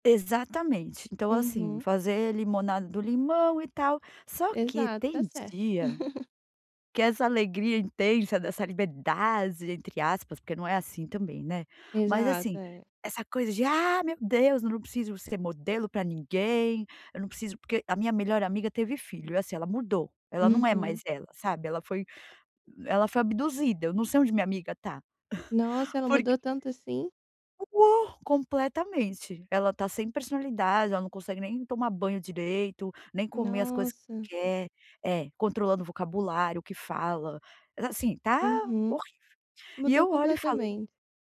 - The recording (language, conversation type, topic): Portuguese, advice, Como posso identificar e nomear sentimentos ambíguos e mistos que surgem em mim?
- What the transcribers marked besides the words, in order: laugh; chuckle; other background noise; unintelligible speech; tapping